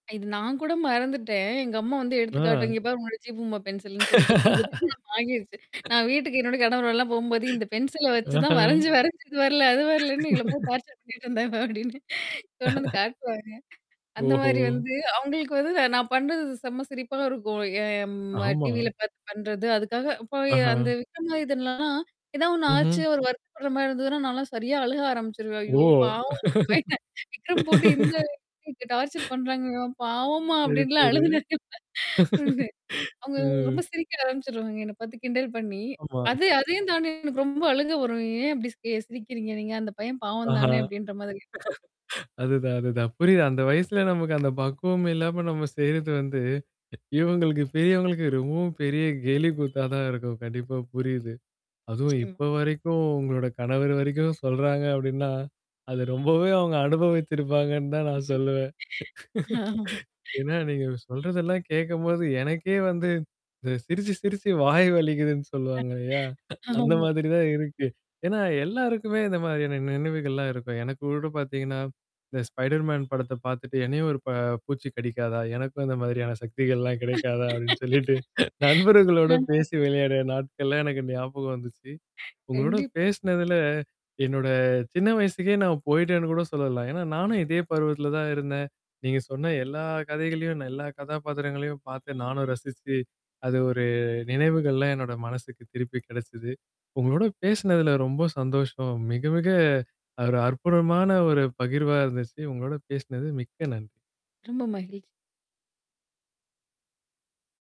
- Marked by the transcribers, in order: static; tapping; laughing while speaking: "உன்னோட ஜீ பூம்பா பென்சில்ன்னு சொல்லிட்டு … கொண்டு வந்து காட்டுவாங்க"; laugh; unintelligible speech; laugh; laugh; distorted speech; chuckle; in English: "டார்ச்சர்"; laugh; in English: "டார்ச்சர்"; laughing while speaking: "பாவோம்மா அப்டின்னுலாம் அழுதுனே"; laugh; other noise; chuckle; other background noise; horn; laughing while speaking: "அவங்க அனுபவிச்சுருப்பாங்கன்னு தான் நான் சொல்லுவேன் … வலிக்குதுன்னு சொல்லுவாங்க இல்லயா?"; laugh; chuckle; laugh; laughing while speaking: "அப்டின்னு சொல்லிட்டு நண்பர்களோட பேசி விளையாடு நாட்கள்ல எனக்கு ஞாபகம் வந்துச்சு"; chuckle; mechanical hum
- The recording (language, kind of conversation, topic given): Tamil, podcast, ஒரு தொலைக்காட்சி கதாபாத்திரம் உங்களை எந்த விதத்தில் பாதித்தது?